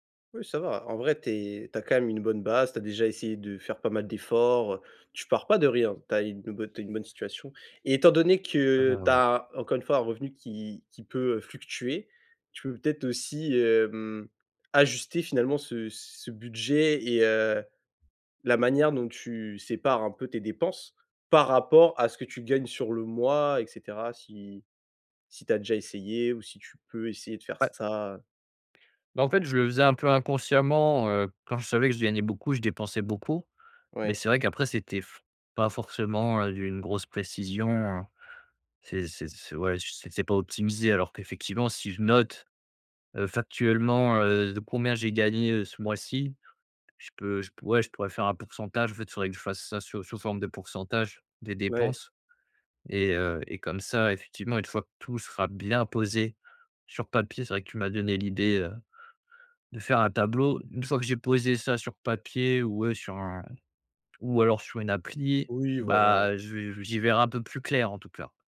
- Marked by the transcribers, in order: none
- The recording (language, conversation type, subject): French, advice, Comment puis-je établir et suivre un budget réaliste malgré mes difficultés ?